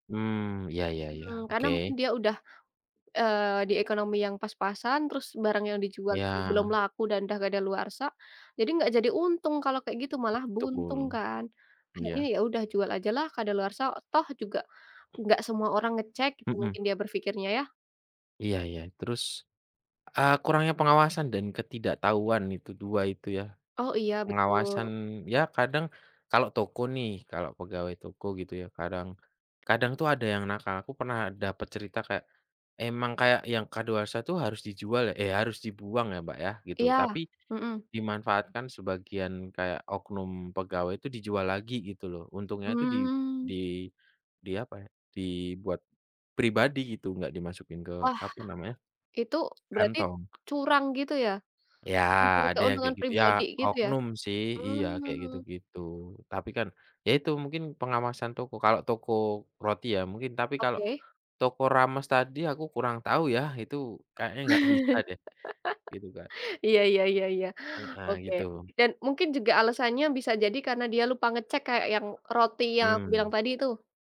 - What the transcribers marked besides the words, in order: tapping; other background noise; laugh
- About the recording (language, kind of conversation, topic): Indonesian, unstructured, Bagaimana kamu menanggapi makanan kedaluwarsa yang masih dijual?